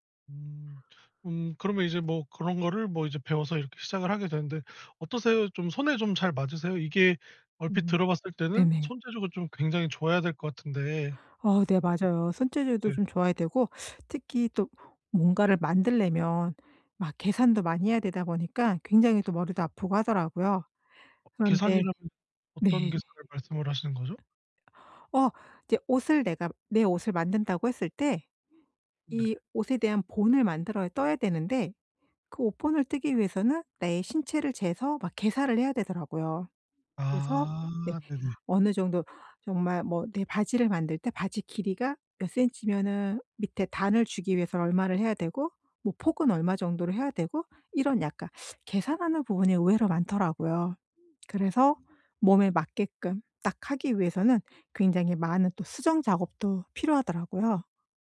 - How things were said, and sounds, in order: teeth sucking; tapping; other background noise; "계산을" said as "계살을"; teeth sucking
- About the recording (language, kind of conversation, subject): Korean, podcast, 취미를 꾸준히 이어갈 수 있는 비결은 무엇인가요?